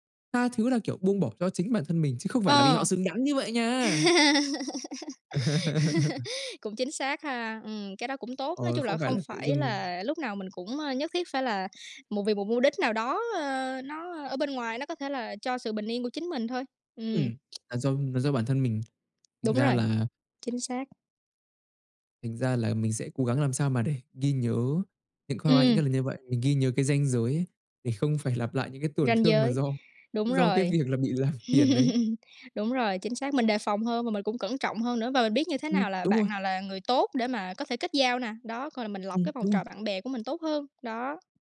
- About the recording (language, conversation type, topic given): Vietnamese, unstructured, Bạn phản ứng thế nào khi ai đó làm phiền bạn nhưng không xin lỗi?
- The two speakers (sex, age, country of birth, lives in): female, 20-24, Vietnam, United States; male, 20-24, Vietnam, Vietnam
- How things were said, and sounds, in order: tapping; laugh; laugh; chuckle; other background noise